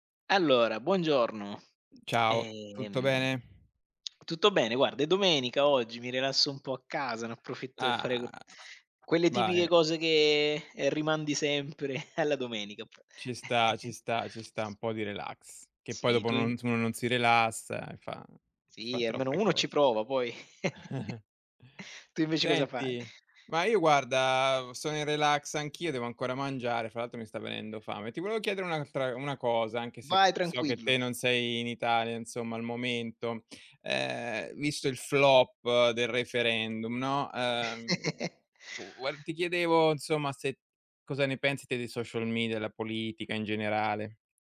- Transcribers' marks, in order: other background noise; drawn out: "Ah"; chuckle; tapping; chuckle; chuckle; chuckle
- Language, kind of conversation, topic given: Italian, unstructured, Come pensi che i social media influenzino la politica?